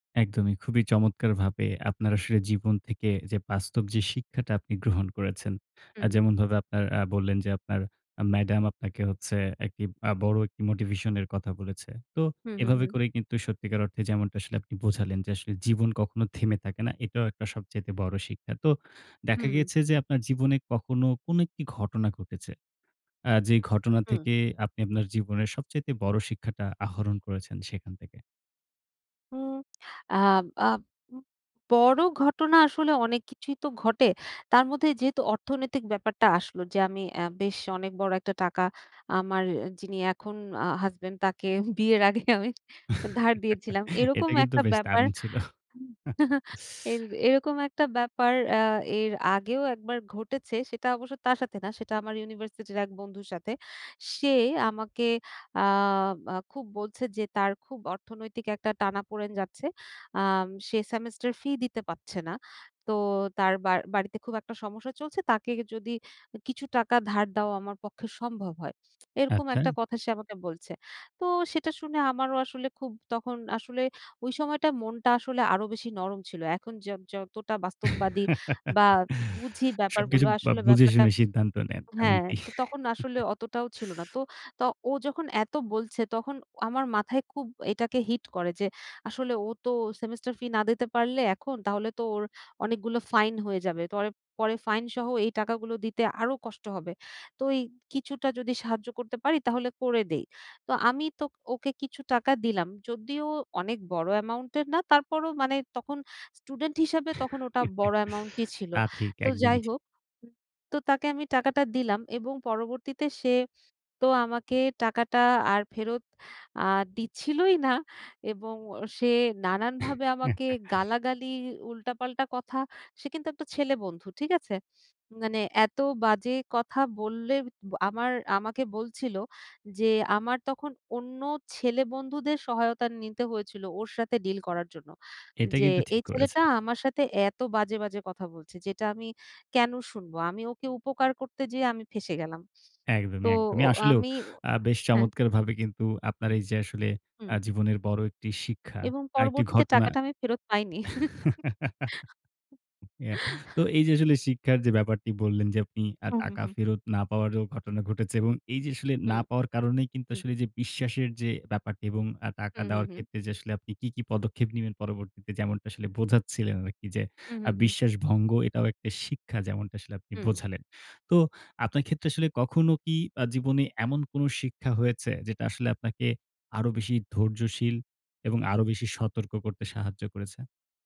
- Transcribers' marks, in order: tapping; laughing while speaking: "বিয়ের আগে আমি"; chuckle; scoff; chuckle; chuckle; chuckle; chuckle; other background noise; chuckle; laugh; laugh
- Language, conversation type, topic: Bengali, podcast, জীবনে সবচেয়ে বড় শিক্ষা কী পেয়েছো?